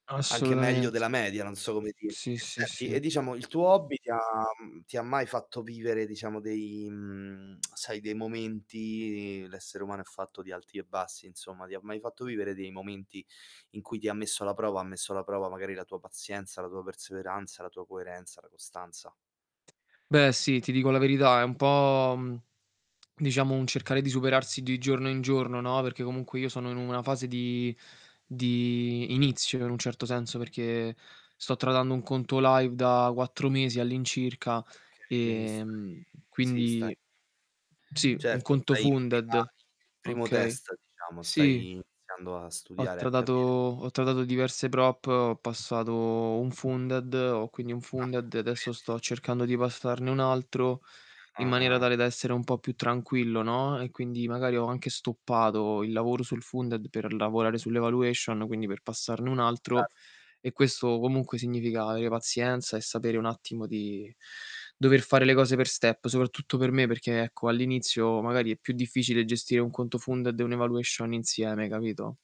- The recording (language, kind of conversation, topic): Italian, unstructured, Che cosa ti ha insegnato il tuo hobby sulla pazienza o sulla perseveranza?
- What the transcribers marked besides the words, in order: distorted speech; static; lip smack; other background noise; mechanical hum; in English: "tradando"; in English: "live"; tapping; in English: "funded"; in English: "tradato"; in English: "tradato"; unintelligible speech; in English: "prop"; in English: "funded"; in English: "funded"; other noise; in English: "funded"; in English: "evaluation"; in English: "step"; in English: "funded"; in English: "evaluation"